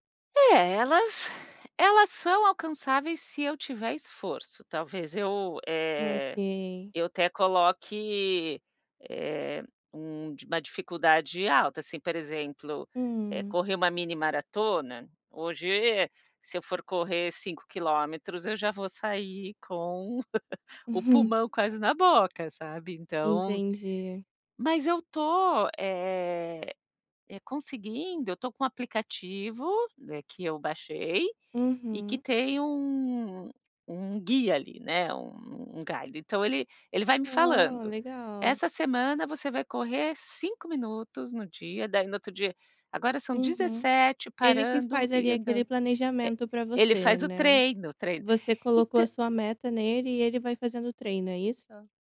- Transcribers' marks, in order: chuckle
- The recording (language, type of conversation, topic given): Portuguese, advice, Como posso definir metas, prazos e revisões regulares para manter a disciplina?